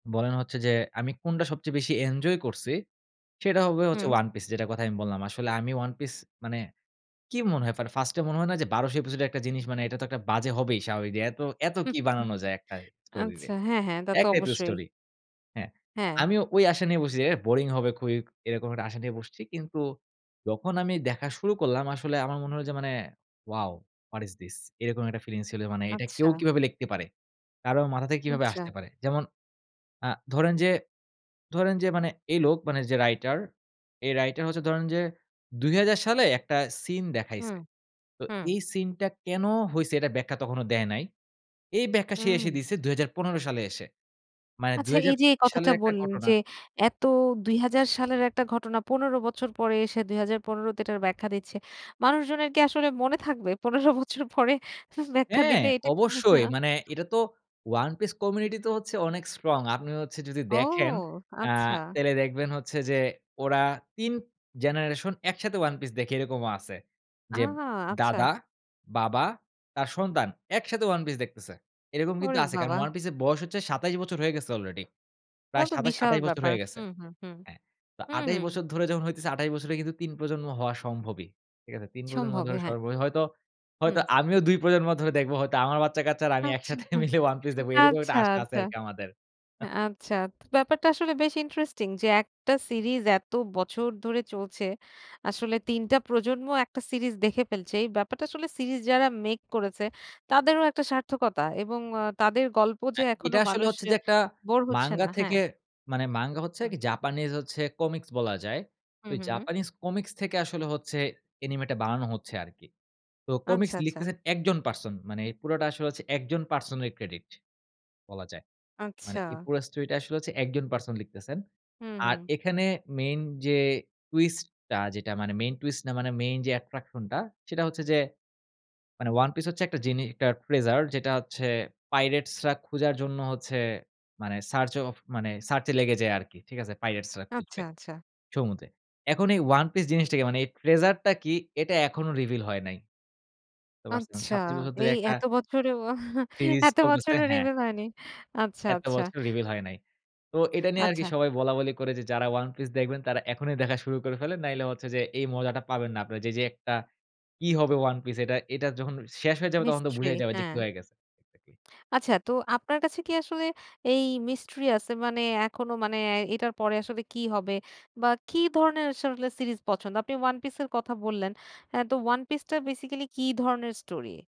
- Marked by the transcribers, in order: in English: "One Piece"; in English: "One Piece"; chuckle; in English: "Wow! What is this!"; laughing while speaking: "মানুষজনের কি আসলে মনে থাকবে ১৫ বছর পরে? ব্যাখ্যা দিলে এটাকে। হ্যাঁ?"; other noise; in English: "One Piece community"; in English: "strong"; surprised: "ওহ!"; in English: "generation"; surprised: "আ"; surprised: "ওরে বাবা!"; laughing while speaking: "একসাথে মিলে ওয়ান পিস দেখব এরকম একটা আশা আছে আরকি আমাদের"; laughing while speaking: "আচ্ছা, আচ্ছা, আচ্ছা, আচ্ছা"; in English: "Treasure"; in English: "pirates"; in English: "treasure"; laughing while speaking: "এই এত বছরেও এত বছরের রিভিল হয়নি আচ্ছা, আচ্ছা"; breath; in English: "One Piece?"; in English: "Mistry"; in English: "Mistry"; in English: "One Piece"
- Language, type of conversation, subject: Bengali, podcast, তোমার মনে হয় মানুষ কেন একটানা করে ধারাবাহিক দেখে?